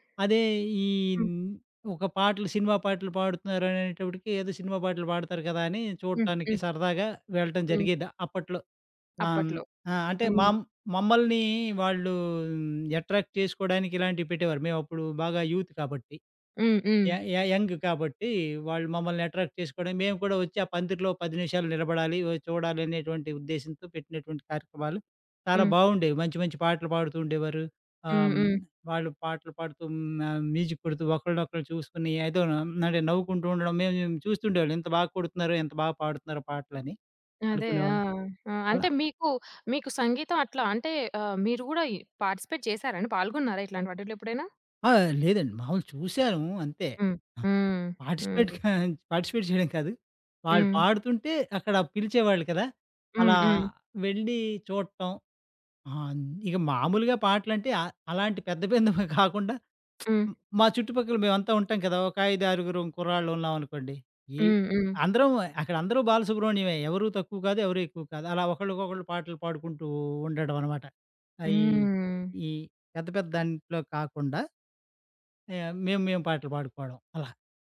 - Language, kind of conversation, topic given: Telugu, podcast, ప్రత్యక్ష సంగీత కార్యక్రమానికి ఎందుకు వెళ్తారు?
- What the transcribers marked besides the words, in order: in English: "అట్రాక్ట్"; in English: "యూత్"; in English: "య య యంగ్"; in English: "అట్రాక్ట్"; in English: "మ్యూజిక్"; in English: "పార్టిసిపేట్"; in English: "పార్టిసిపేట్"; tapping; giggle; in English: "పార్టిసిపేట్"; giggle; lip smack; other background noise